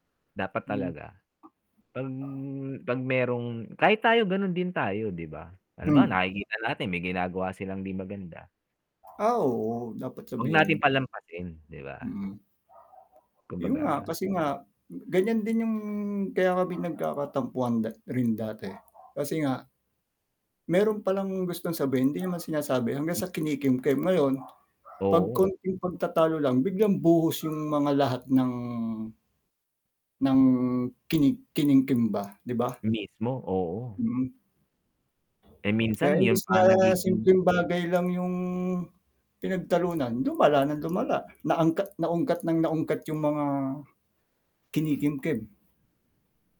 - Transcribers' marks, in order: static; dog barking; other background noise; distorted speech; tapping
- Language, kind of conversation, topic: Filipino, unstructured, Ano ang mga simpleng bagay na nagpapasaya sa inyong relasyon?